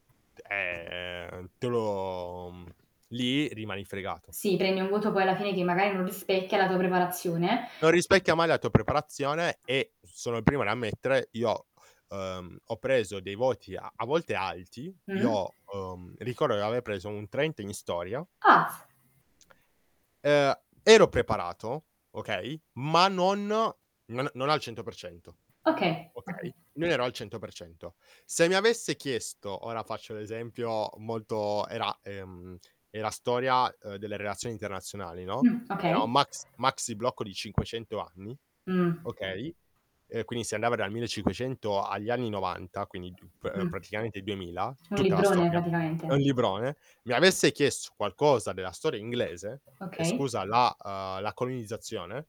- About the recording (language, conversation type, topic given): Italian, podcast, I voti misurano davvero quanto hai imparato?
- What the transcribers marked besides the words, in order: static; tapping; other background noise; distorted speech